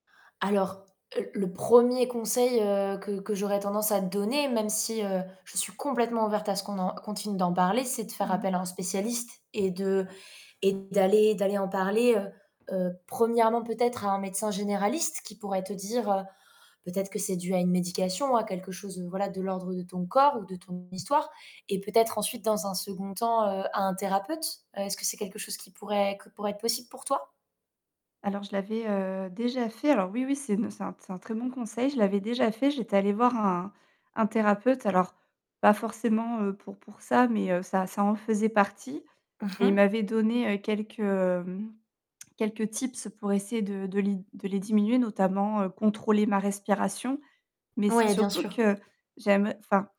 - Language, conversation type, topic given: French, advice, Comment décririez-vous vos attaques de panique inattendues et la peur qu’elles se reproduisent ?
- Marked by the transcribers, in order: tapping; distorted speech; in English: "tips"